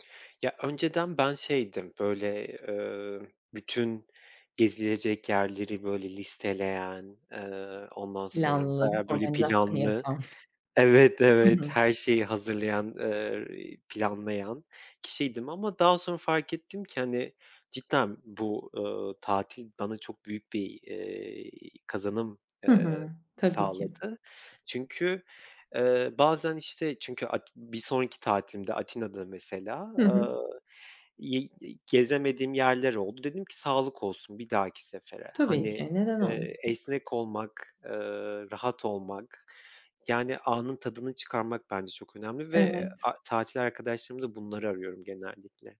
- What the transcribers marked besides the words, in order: other background noise
- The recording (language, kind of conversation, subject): Turkish, podcast, Yolculukta öğrendiğin en önemli ders neydi?